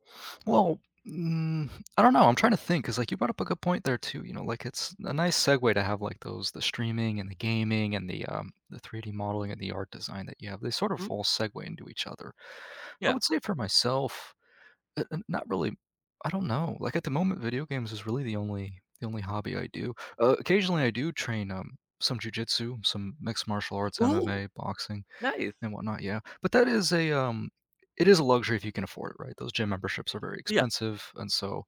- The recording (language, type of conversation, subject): English, unstructured, How do you decide which hobby projects to finish and which ones to abandon?
- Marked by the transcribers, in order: none